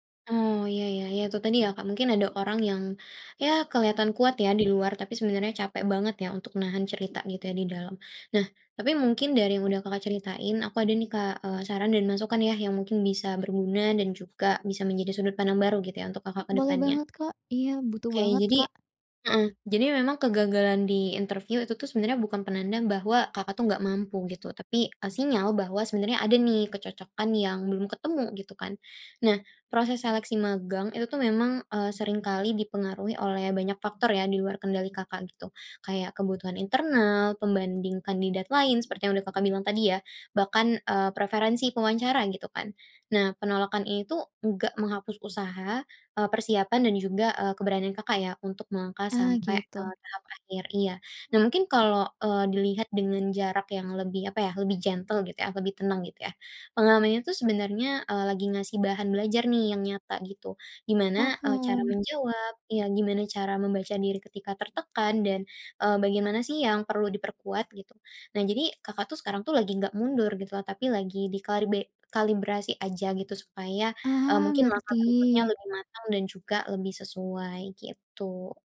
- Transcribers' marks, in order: other background noise; tapping; in English: "gentle"
- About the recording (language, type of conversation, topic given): Indonesian, advice, Bagaimana caranya menjadikan kegagalan sebagai pelajaran untuk maju?